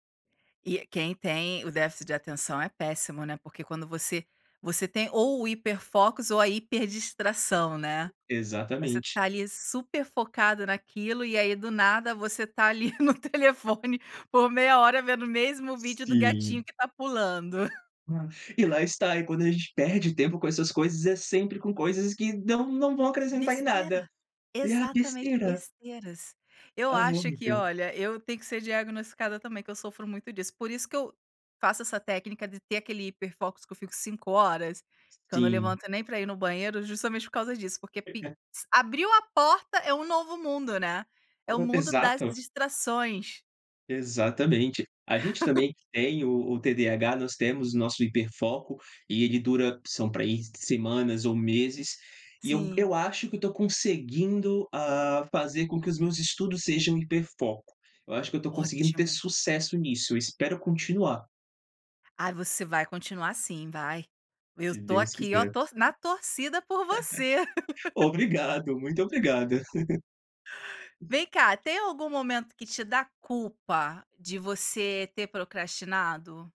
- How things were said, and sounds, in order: tapping; laughing while speaking: "telefone"; laugh; other noise; chuckle; unintelligible speech; laugh; chuckle; laugh; chuckle
- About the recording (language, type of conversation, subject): Portuguese, podcast, Como você lida com a procrastinação nos estudos?